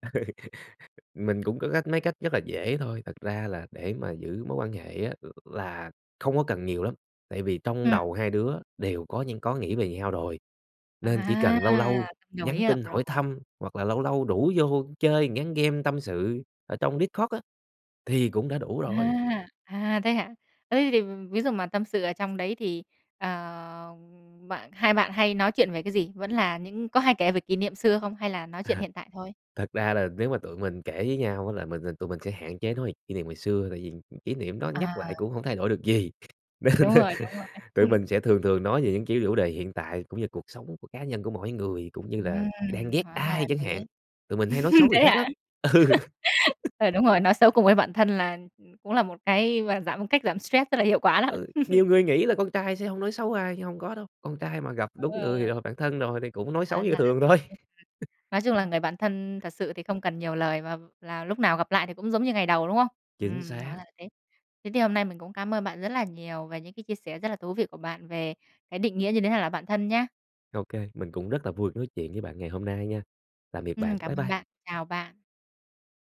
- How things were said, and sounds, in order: laughing while speaking: "Ừ"; tapping; other background noise; unintelligible speech; laughing while speaking: "nên, ơ"; laugh; laughing while speaking: "Ừ"; laugh; laugh; laughing while speaking: "thôi"; chuckle
- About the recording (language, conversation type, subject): Vietnamese, podcast, Theo bạn, thế nào là một người bạn thân?
- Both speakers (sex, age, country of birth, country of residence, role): female, 20-24, Vietnam, Vietnam, host; male, 20-24, Vietnam, Vietnam, guest